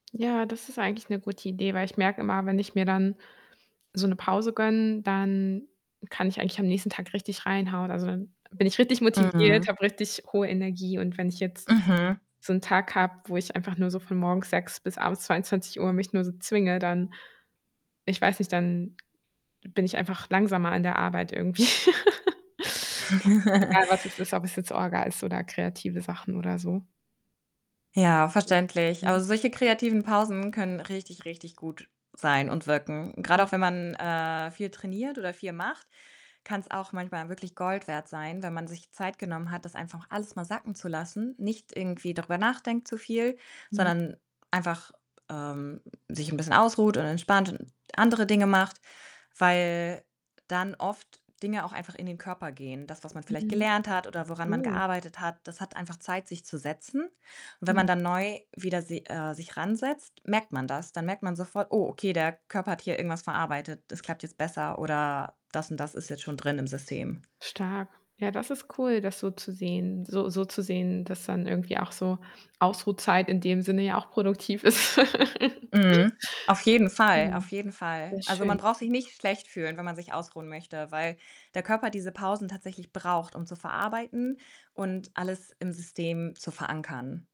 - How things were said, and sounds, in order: static; tapping; distorted speech; other background noise; chuckle; unintelligible speech; background speech; chuckle
- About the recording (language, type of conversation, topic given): German, advice, Wie kann ich Prioritäten setzen, wenn ich zu viele Ideen habe?